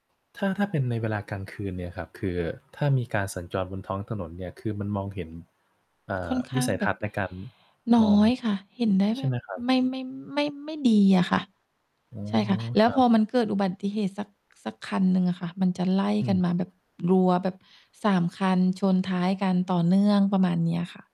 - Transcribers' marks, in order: static
- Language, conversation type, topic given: Thai, unstructured, คุณคิดอย่างไรเกี่ยวกับผลกระทบจากการเปลี่ยนแปลงสภาพภูมิอากาศ?